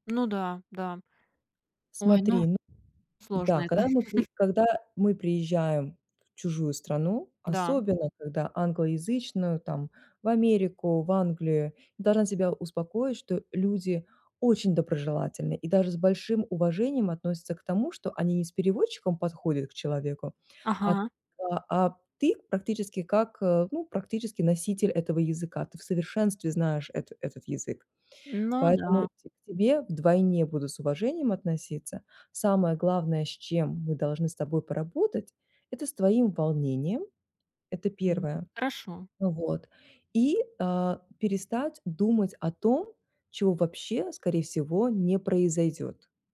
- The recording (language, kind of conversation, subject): Russian, advice, Как справиться с языковым барьером во время поездок и общения?
- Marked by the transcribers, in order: chuckle